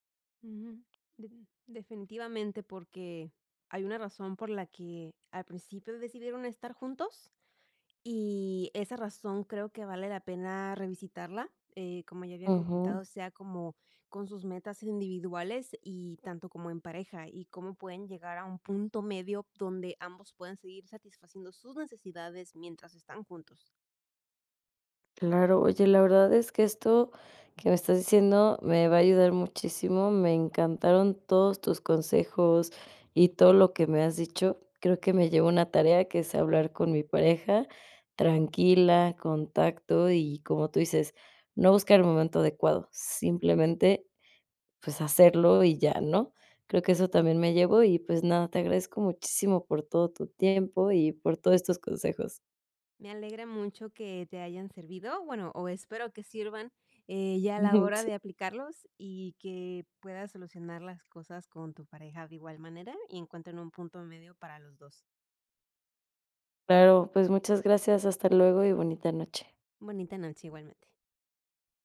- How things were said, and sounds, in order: none
- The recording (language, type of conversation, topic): Spanish, advice, ¿Cómo puedo manejar un conflicto de pareja cuando uno quiere quedarse y el otro quiere regresar?